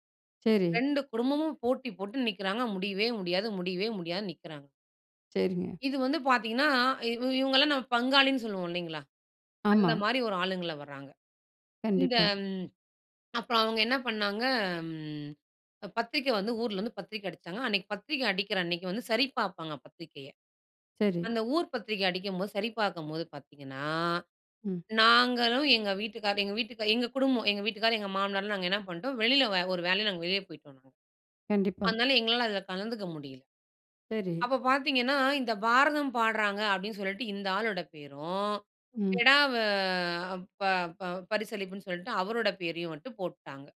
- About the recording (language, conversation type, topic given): Tamil, podcast, துணையாகப் பணியாற்றும் போது கருத்து மோதல் ஏற்பட்டால் நீங்கள் என்ன செய்வீர்கள்?
- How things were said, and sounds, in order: none